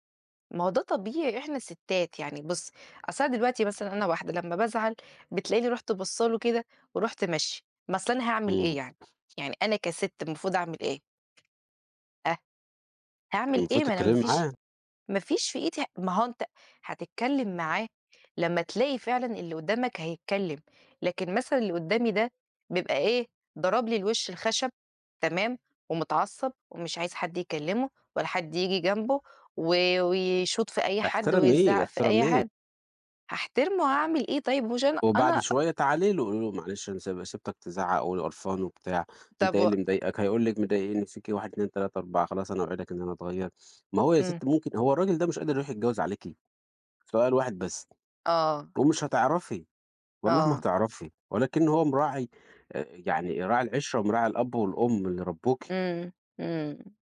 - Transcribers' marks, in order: other noise; tapping
- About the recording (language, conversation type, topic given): Arabic, unstructured, إزاي بتتعامل مع مشاعر الغضب بعد خناقة مع شريكك؟
- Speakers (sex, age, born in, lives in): female, 30-34, Egypt, Portugal; male, 30-34, Egypt, Portugal